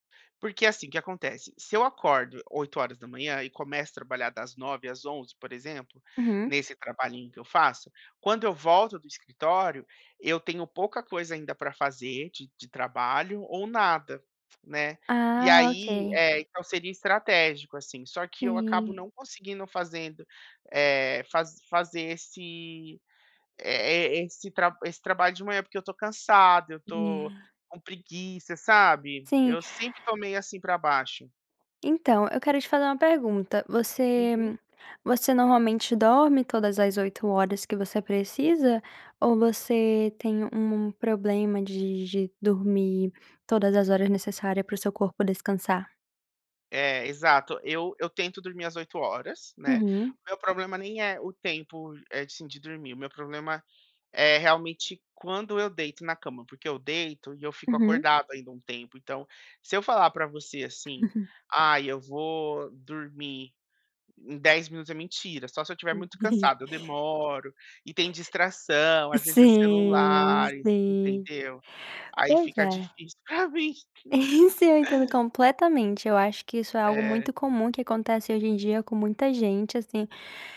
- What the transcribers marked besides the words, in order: chuckle; chuckle; laughing while speaking: "É o vício"; laughing while speaking: "Isso"
- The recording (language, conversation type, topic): Portuguese, advice, Como posso criar uma rotina matinal revigorante para acordar com mais energia?